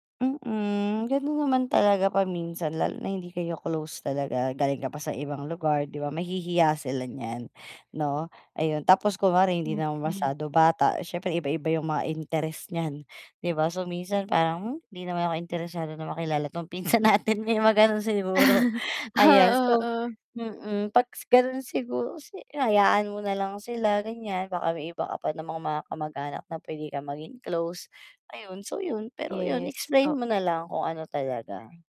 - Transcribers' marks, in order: tapping; chuckle; distorted speech
- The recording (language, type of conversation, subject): Filipino, advice, Paano ako makikilahok sa selebrasyon nang hindi nawawala ang sarili ko?